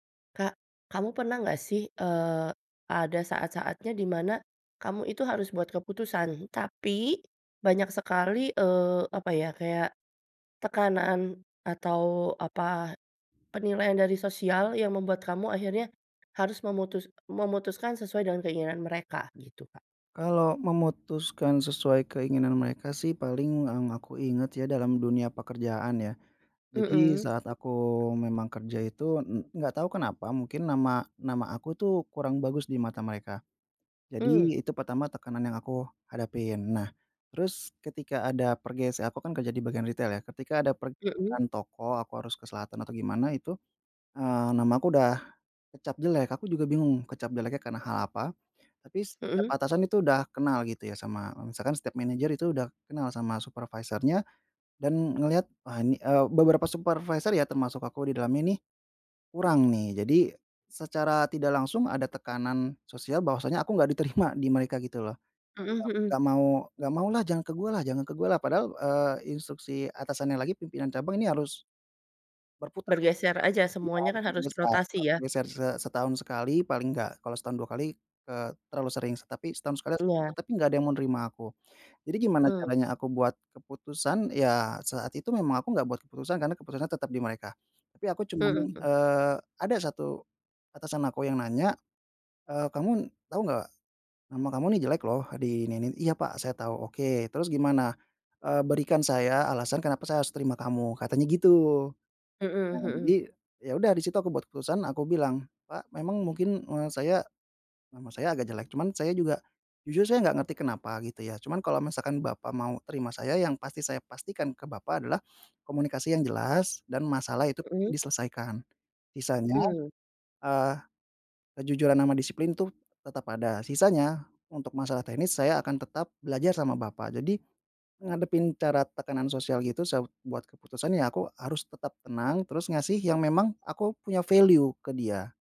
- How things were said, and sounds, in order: other background noise; laughing while speaking: "diterima"; tapping; "Kamu" said as "kamun"; in English: "value"
- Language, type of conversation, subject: Indonesian, podcast, Bagaimana kamu menghadapi tekanan sosial saat harus mengambil keputusan?